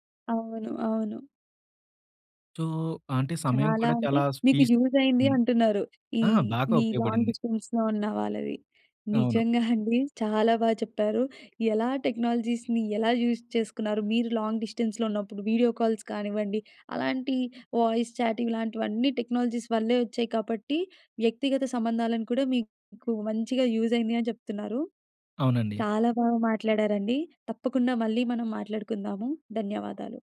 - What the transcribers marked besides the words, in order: in English: "సో"; in English: "స్పీస్"; in English: "లాంగ్ డిస్టెన్స్‌లో"; in English: "టెక్నాలజీస్‌ని"; in English: "యూజ్"; in English: "లాంగ్ డిస్టెన్స్‌లో"; in English: "వీడియో కాల్స్"; in English: "వాయిస్ చాట్"; in English: "టెక్నాలజీస్"
- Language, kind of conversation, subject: Telugu, podcast, టెక్నాలజీ మీ వ్యక్తిగత సంబంధాలను ఎలా మార్చింది?